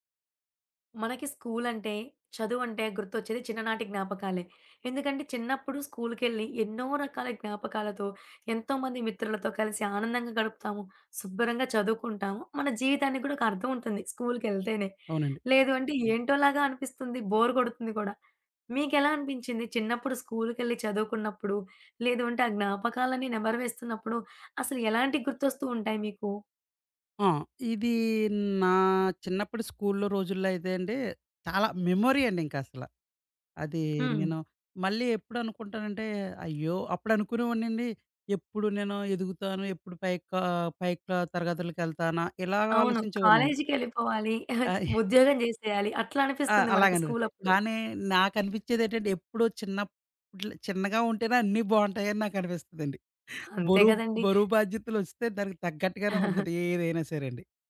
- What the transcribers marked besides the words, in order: in English: "బోర్"; in English: "మెమోరీ"; other background noise; giggle; unintelligible speech; giggle
- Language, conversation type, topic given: Telugu, podcast, చిన్నప్పటి పాఠశాల రోజుల్లో చదువుకు సంబంధించిన ఏ జ్ఞాపకం మీకు ఆనందంగా గుర్తొస్తుంది?